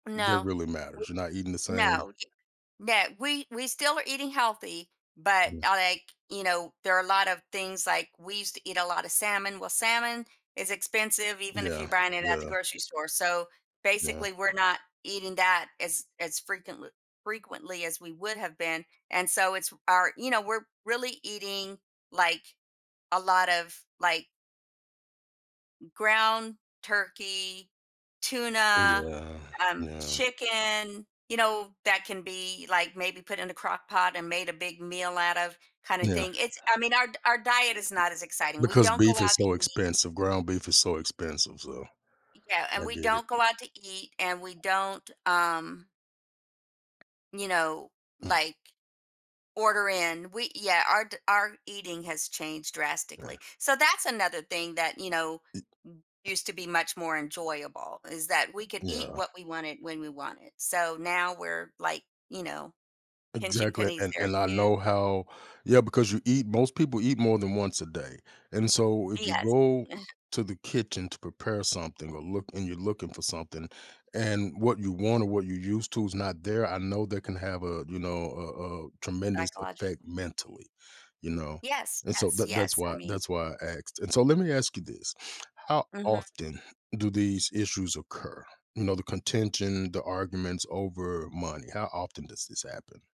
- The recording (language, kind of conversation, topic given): English, advice, How can I improve communication with my partner?
- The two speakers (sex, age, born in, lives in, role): female, 60-64, France, United States, user; male, 50-54, United States, United States, advisor
- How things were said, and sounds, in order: "frequentl" said as "frekentl"; tapping; other background noise; chuckle